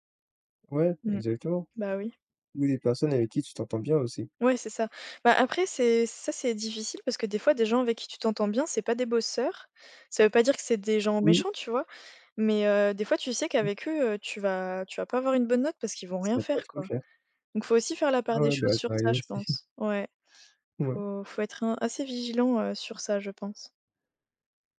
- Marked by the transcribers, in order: other background noise; laughing while speaking: "aussi"
- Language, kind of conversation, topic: French, unstructured, Comment trouves-tu l’équilibre entre travail et vie personnelle ?